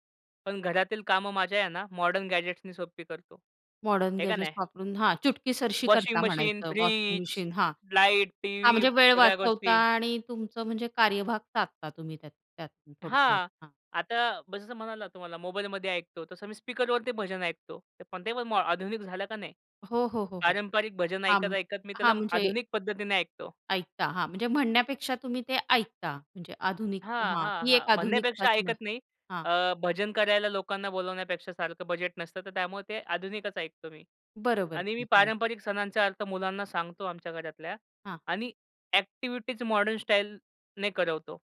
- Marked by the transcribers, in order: in English: "गॅजेट्सनी"; in English: "मॉडर्न गॅजेट्स"; tapping; in English: "अ‍ॅक्टिव्हिटीज मॉडर्न स्टाईलने"
- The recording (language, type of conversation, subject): Marathi, podcast, परंपरा आणि आधुनिकतेत समतोल तुम्ही कसा साधता?